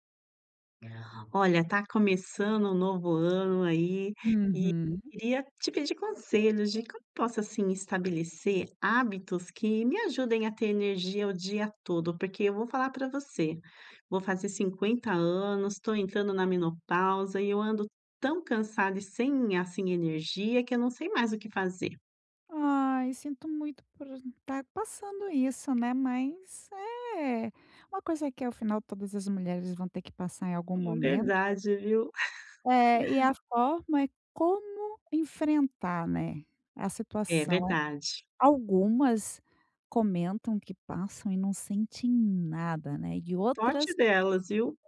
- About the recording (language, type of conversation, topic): Portuguese, advice, Como posso estabelecer hábitos para manter a consistência e ter energia ao longo do dia?
- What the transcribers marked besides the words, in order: unintelligible speech; laugh